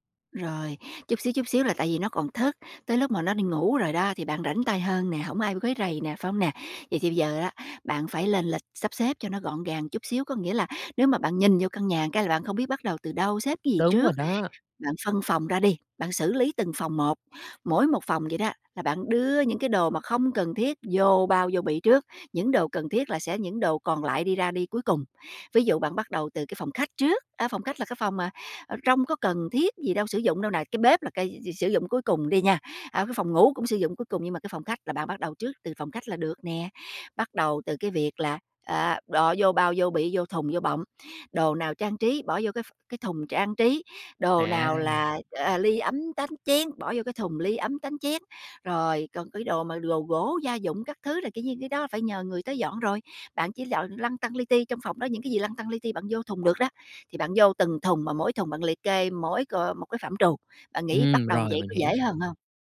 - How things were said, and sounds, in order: tapping; other background noise
- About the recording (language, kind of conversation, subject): Vietnamese, advice, Làm sao để giảm căng thẳng khi sắp chuyển nhà mà không biết bắt đầu từ đâu?